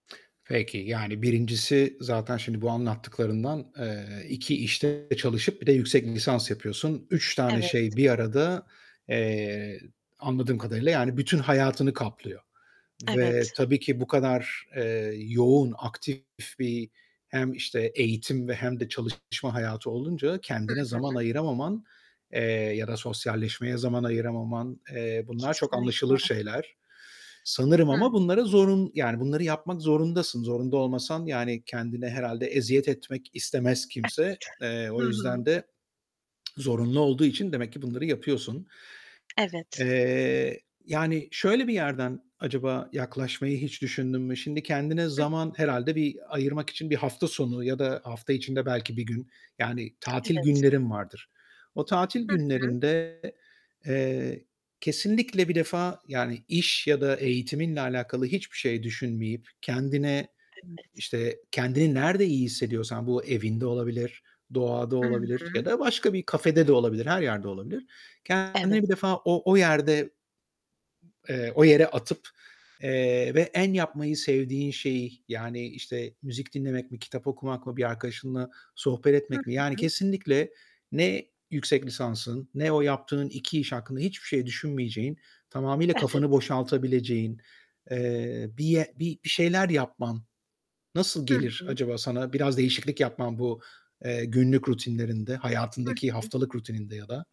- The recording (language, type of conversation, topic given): Turkish, advice, Sürekli uykusuzluk nedeniyle işime ve sosyal hayatıma odaklanmakta zorlanıyorsam ne yapabilirim?
- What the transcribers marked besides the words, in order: other background noise; tapping; distorted speech; unintelligible speech